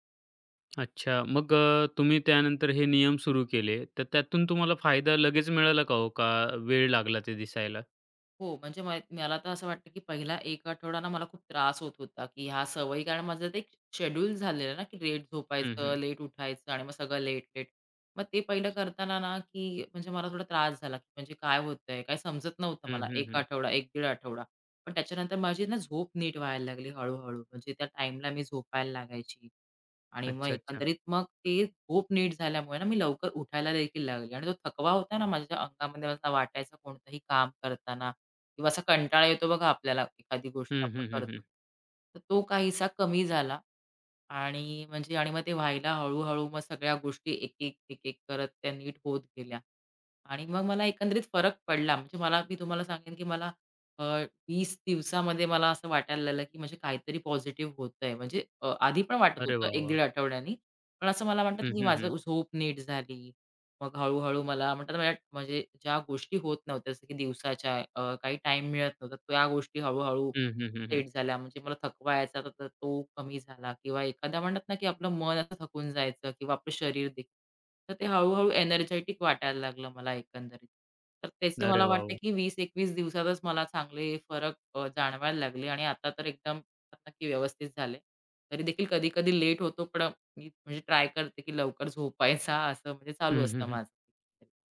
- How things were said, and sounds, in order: other background noise; in English: "पॉझिटिव्ह"; in English: "एनर्जेटिक"; tapping
- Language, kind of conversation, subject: Marathi, podcast, सकाळी तुम्ही फोन आणि समाजमाध्यमांचा वापर कसा आणि कोणत्या नियमांनुसार करता?